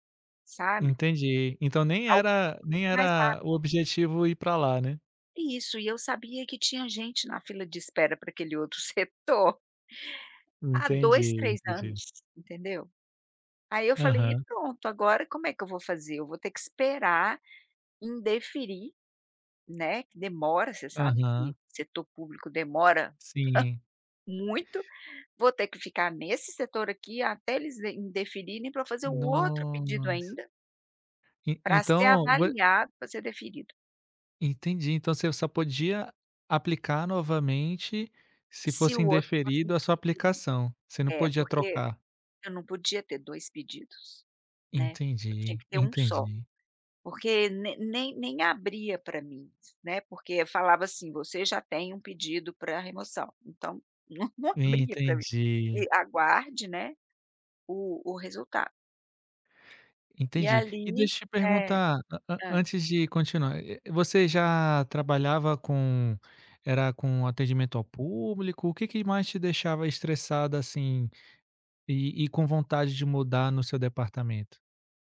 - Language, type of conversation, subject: Portuguese, podcast, Quando foi que um erro seu acabou abrindo uma nova porta?
- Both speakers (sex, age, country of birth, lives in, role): female, 55-59, Brazil, United States, guest; male, 35-39, Brazil, France, host
- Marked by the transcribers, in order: other background noise; laughing while speaking: "outro setor"; chuckle; tapping; unintelligible speech